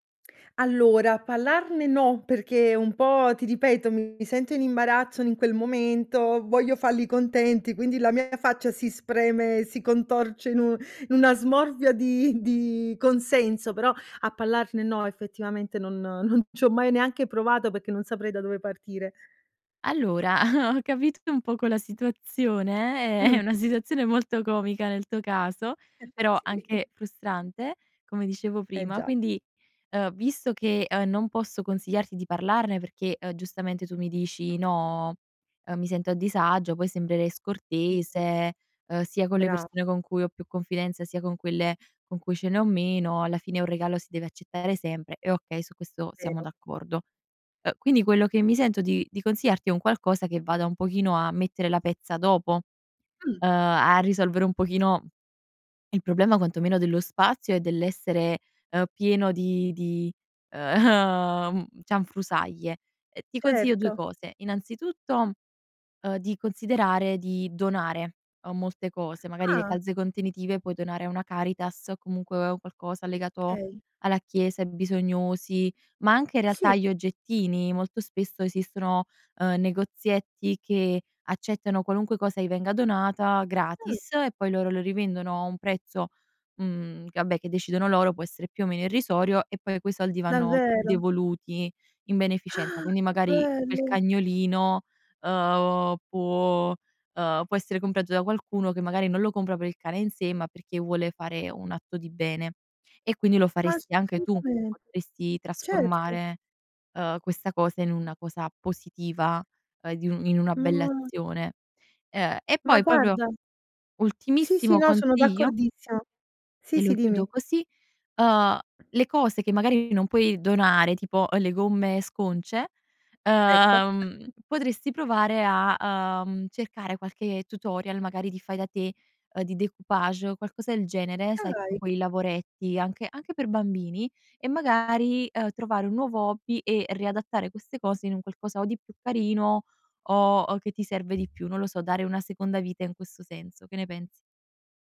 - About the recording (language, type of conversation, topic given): Italian, advice, Come posso gestire i regali inutili che occupano spazio e mi fanno sentire in obbligo?
- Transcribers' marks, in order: "parlarne" said as "pallarne"; "parlarne" said as "pallarne"; chuckle; chuckle; unintelligible speech; laughing while speaking: "uhm"; "Okay" said as "kay"; "vabbè" said as "abbè"; surprised: "Ah, che bello"; unintelligible speech; unintelligible speech; "proprio" said as "propro"; "d'accordissimo" said as "d'accordissio"; tapping